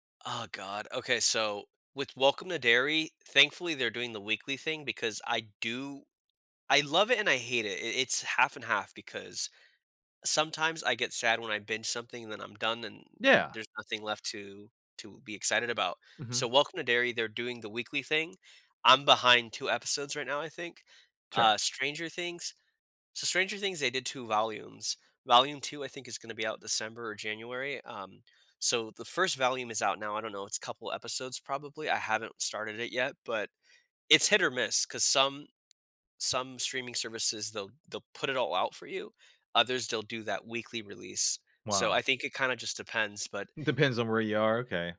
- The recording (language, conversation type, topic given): English, unstructured, How do I balance watching a comfort favorite and trying something new?
- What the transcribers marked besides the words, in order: tapping